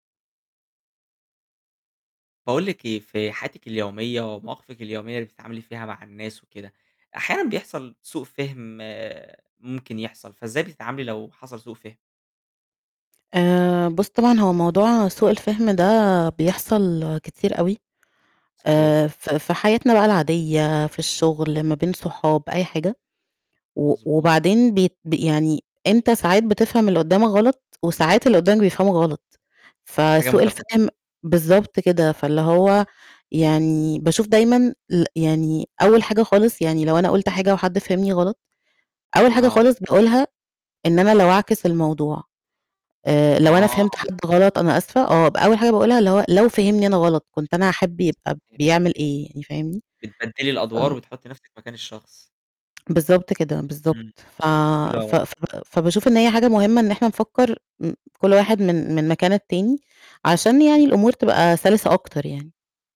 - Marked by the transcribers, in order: tapping; static; other noise; unintelligible speech; unintelligible speech
- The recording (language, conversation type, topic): Arabic, podcast, إزاي بتتعامل مع سوء الفهم؟